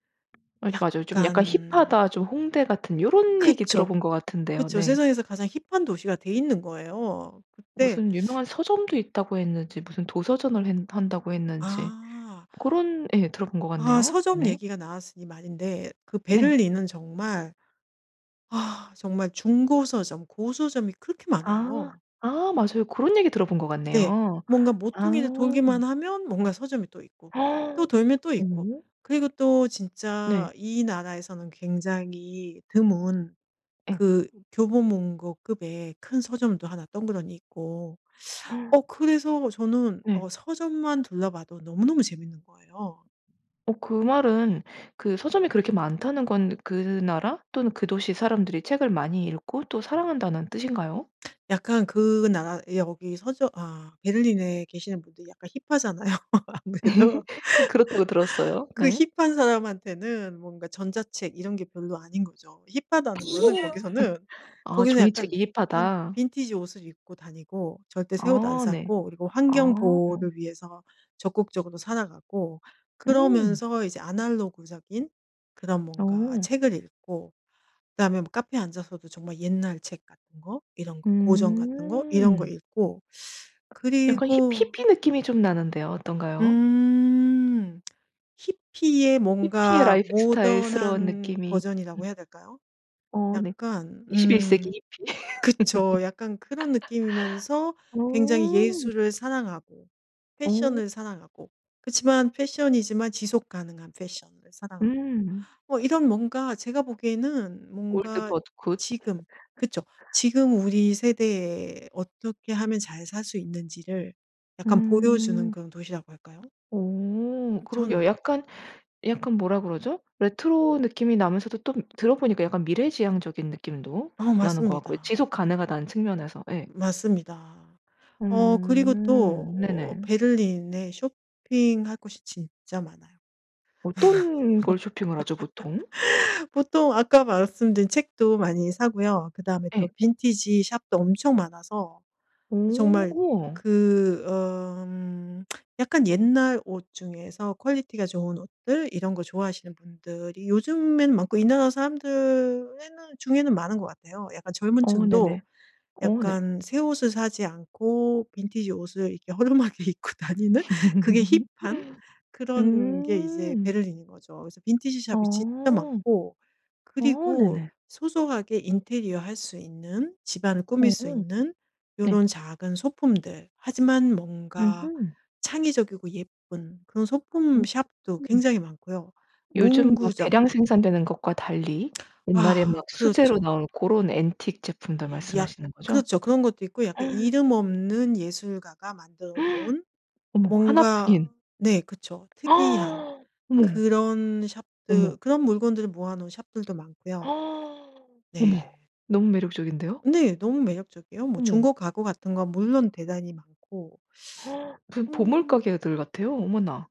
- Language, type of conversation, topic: Korean, podcast, 일에 지칠 때 주로 무엇으로 회복하나요?
- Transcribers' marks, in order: other background noise; gasp; gasp; tapping; laughing while speaking: "힙하잖아요 아무래도"; laugh; other noise; laugh; lip smack; in English: "모던한"; laugh; put-on voice: "패션을"; in English: "old but good"; laugh; in English: "레트로"; laugh; in English: "shop도"; lip smack; in English: "퀄리티가"; laughing while speaking: "허름하게 입고 다니는"; laugh; in English: "shop이"; in English: "shop도"; gasp; gasp; gasp; in English: "shop들"; in English: "shop들도"; gasp; gasp; teeth sucking